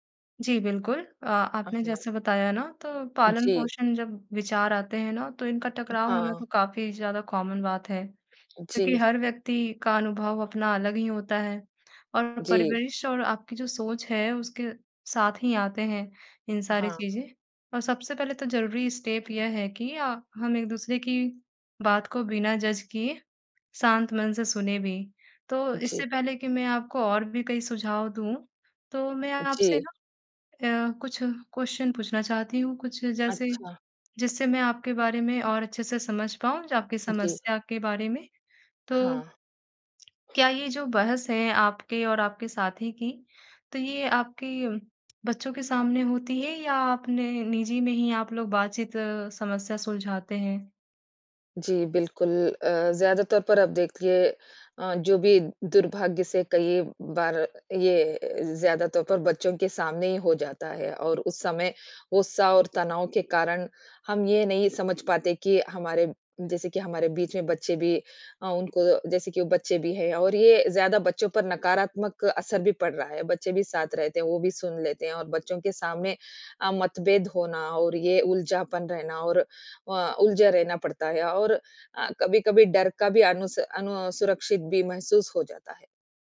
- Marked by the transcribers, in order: in English: "कॉमन"; in English: "स्टेप"; in English: "जज"; in English: "क्वेस्चन"; "असुरक्षित" said as "अनुसुरक्षित"
- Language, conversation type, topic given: Hindi, advice, पालन‑पोषण में विचारों का संघर्ष